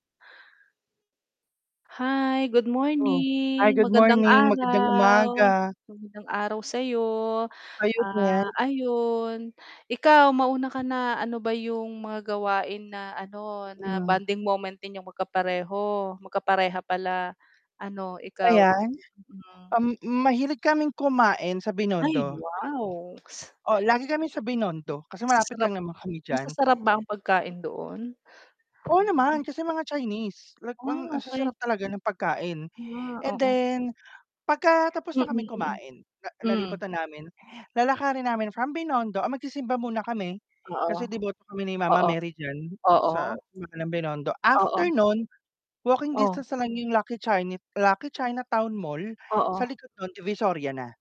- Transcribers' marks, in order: mechanical hum; tapping; static
- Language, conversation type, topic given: Filipino, unstructured, Ano ang mga paborito ninyong gawain na nagsisilbing bonding moment ninyong magkapareha?
- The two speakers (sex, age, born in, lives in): female, 45-49, Philippines, Philippines; male, 30-34, Philippines, Philippines